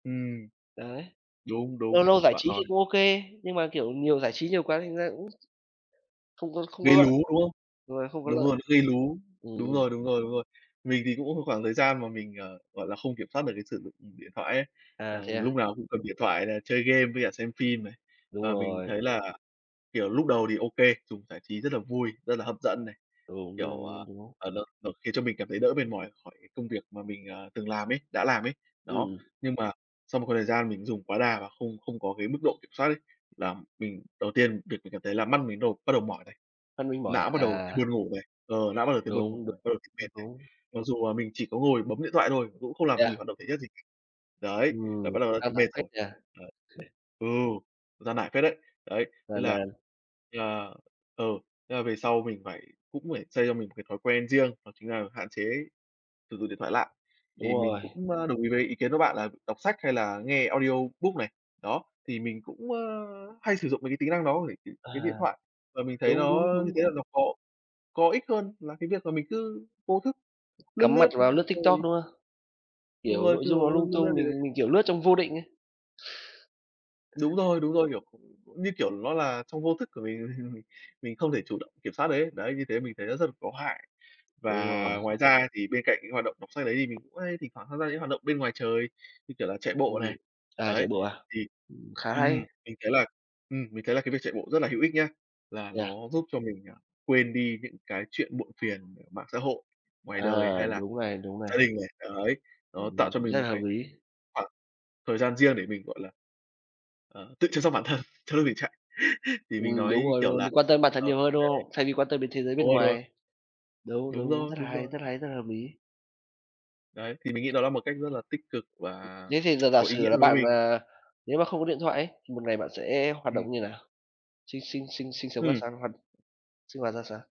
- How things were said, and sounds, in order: other background noise; tapping; horn; in English: "audiobook"; unintelligible speech; sniff; chuckle; laugh; tsk
- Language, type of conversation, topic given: Vietnamese, unstructured, Bạn sẽ cảm thấy thế nào nếu bị mất điện thoại trong một ngày?